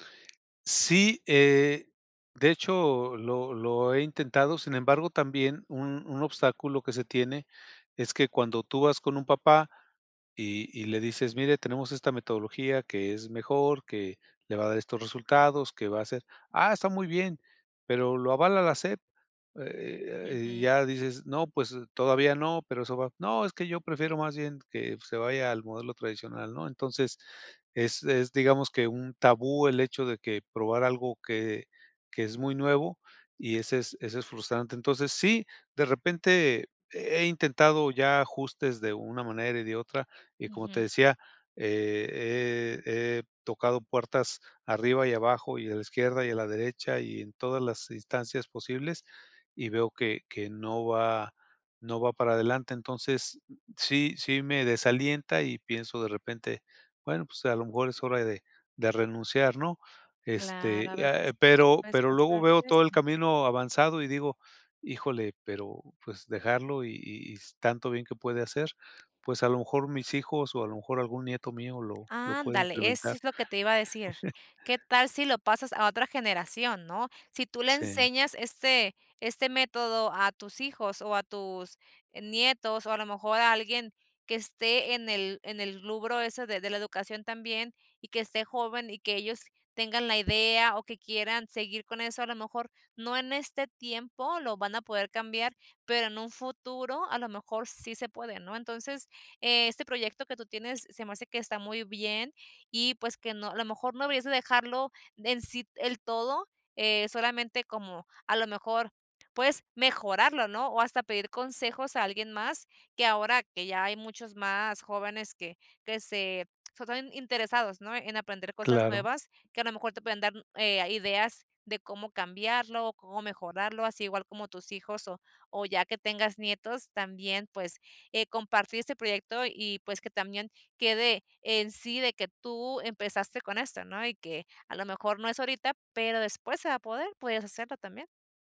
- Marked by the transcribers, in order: giggle; tapping; lip smack
- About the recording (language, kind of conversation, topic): Spanish, advice, ¿Cómo sé cuándo debo ajustar una meta y cuándo es mejor abandonarla?